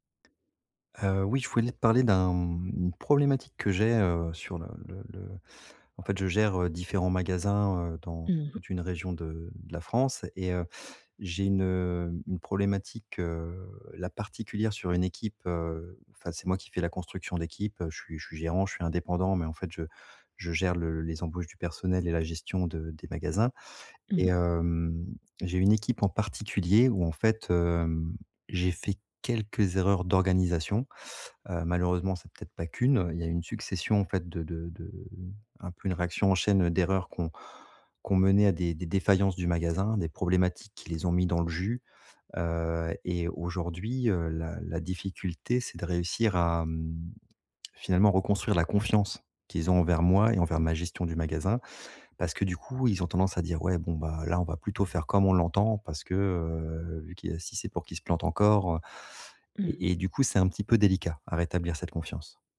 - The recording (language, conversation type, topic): French, advice, Comment regagner la confiance de mon équipe après une erreur professionnelle ?
- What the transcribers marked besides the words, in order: drawn out: "hem"; drawn out: "heu"